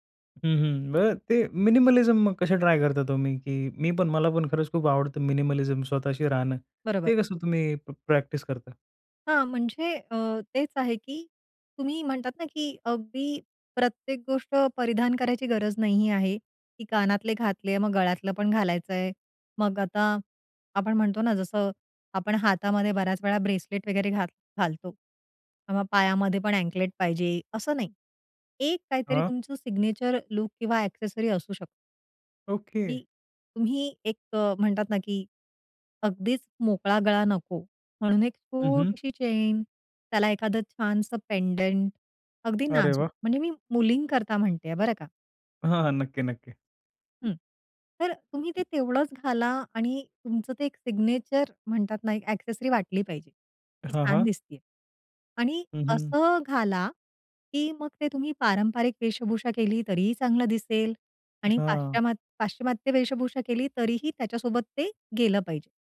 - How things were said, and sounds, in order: in English: "मिनिमलिझम"; in English: "मिनिमलिझम"; in English: "अँकलेट"; in English: "सिग्नेचर लूक"; in English: "एक्सेसरी"; other noise; in English: "सिग्नेचर"; in English: "ॲक्सेसरी"
- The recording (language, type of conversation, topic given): Marathi, podcast, पाश्चिमात्य आणि पारंपरिक शैली एकत्र मिसळल्यावर तुम्हाला कसे वाटते?